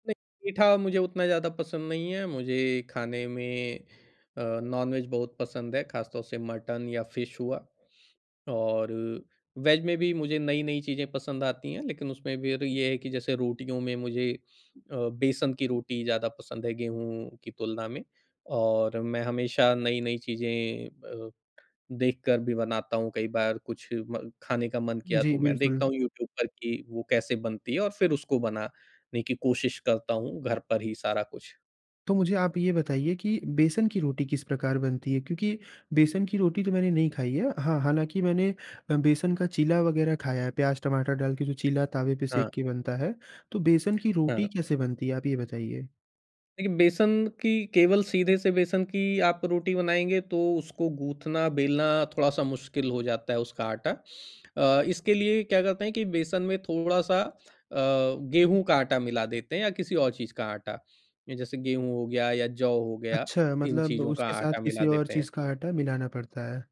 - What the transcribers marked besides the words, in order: in English: "नॉनवेज"; in English: "फिश"; in English: "वेज"; tapping
- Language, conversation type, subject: Hindi, podcast, खाना बनाना आपके लिए कैसा अनुभव है?